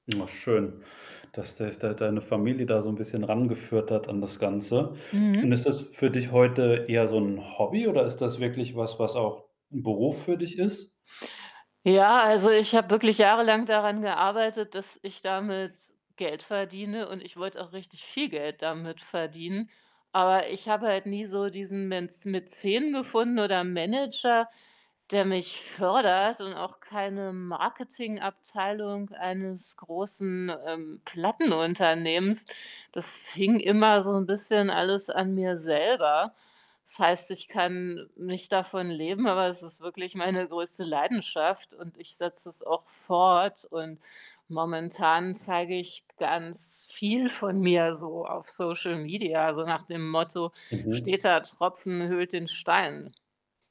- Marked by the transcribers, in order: other background noise; static
- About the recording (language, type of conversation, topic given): German, podcast, Wie viel Privates teilst du in deiner Kunst?
- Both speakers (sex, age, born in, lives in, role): female, 45-49, Germany, Germany, guest; male, 45-49, Germany, Germany, host